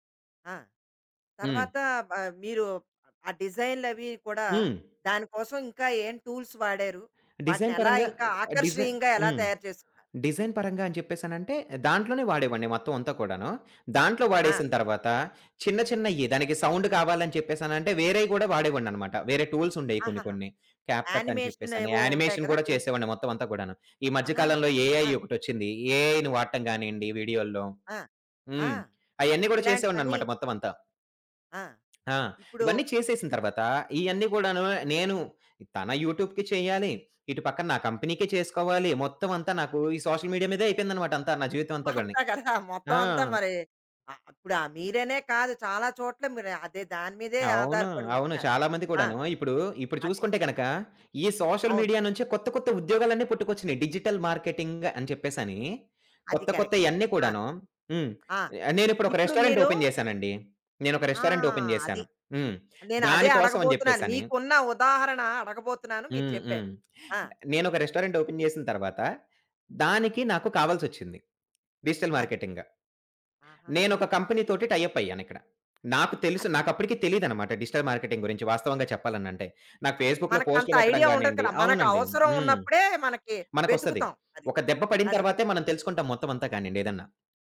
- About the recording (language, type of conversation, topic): Telugu, podcast, సోషల్ మీడియా మీ క్రియేటివిటీని ఎలా మార్చింది?
- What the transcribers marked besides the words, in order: in English: "టూల్స్"; in English: "డిజైన్"; in English: "డిజైన్"; in English: "డిజైన్"; in English: "సౌండ్"; in English: "టూల్స్"; in English: "యానిమేషన్"; in English: "క్యాప్‌కట్"; in English: "యానిమేషన్"; in English: "టూల్స్"; in English: "ఏఐ"; in English: "ఏఐని"; tapping; in English: "యూట్యూబ్‌కి"; in English: "కంపెనీకే"; in English: "సోషల్ మీడియా"; chuckle; in English: "సోషల్ మీడియా"; in English: "డిజిటల్ మార్కెటింగ్"; in English: "కరెక్ట్"; in English: "రెస్టారెంట్ ఓపెన్"; in English: "రెస్టారెంట్ ఓపెన్"; other background noise; in English: "రెస్టారెంట్ ఓపెన్"; in English: "డిజిటల్ మార్కెటింగ్"; in English: "కంపెనీతోటి టై అప్"; in English: "డిజిటల్ మార్కెటింగ్"; in English: "ఫేస్‌బుక్‌లో"